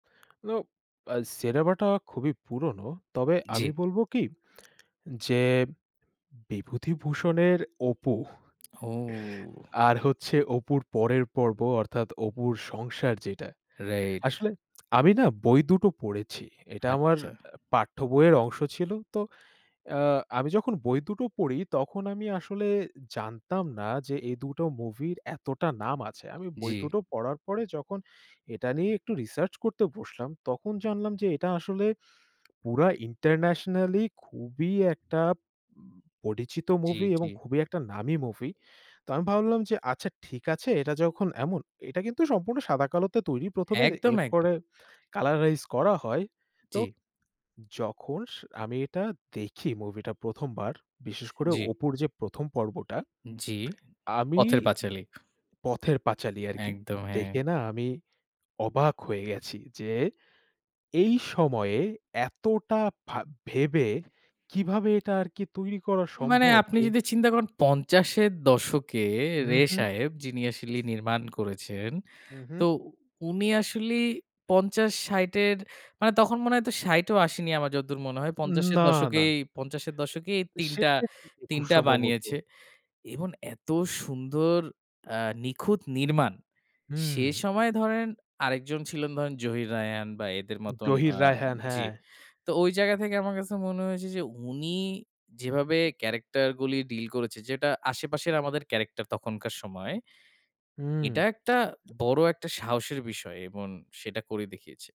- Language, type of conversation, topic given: Bengali, unstructured, আপনার প্রিয় চলচ্চিত্রের ধরন কোনটি, এবং কেন?
- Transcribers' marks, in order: tapping; lip smack; chuckle; lip smack; tsk; other noise